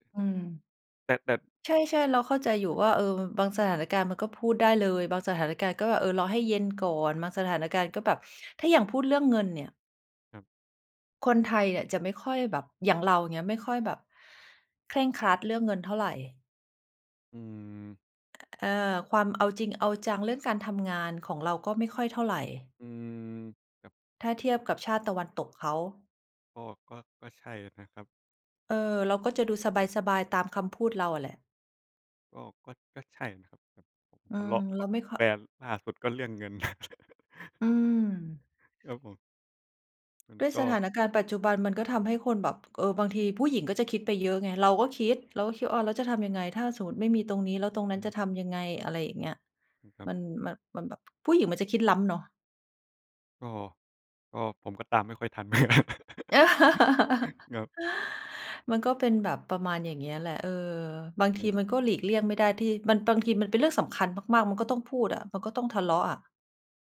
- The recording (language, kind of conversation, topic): Thai, unstructured, คุณคิดว่าการพูดความจริงแม้จะทำร้ายคนอื่นสำคัญไหม?
- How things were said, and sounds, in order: tapping; chuckle; laugh; chuckle